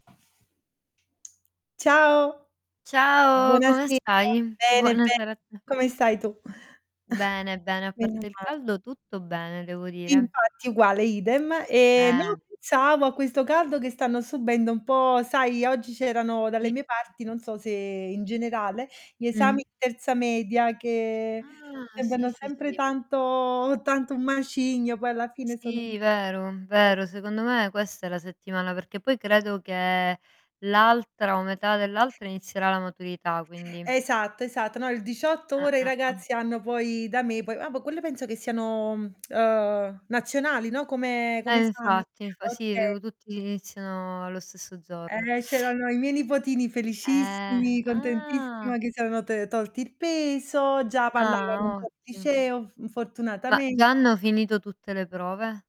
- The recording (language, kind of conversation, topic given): Italian, unstructured, Come pensi che la tecnologia influenzi l’apprendimento?
- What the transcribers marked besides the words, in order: tapping; distorted speech; static; chuckle; other background noise; tsk; drawn out: "ah"; other noise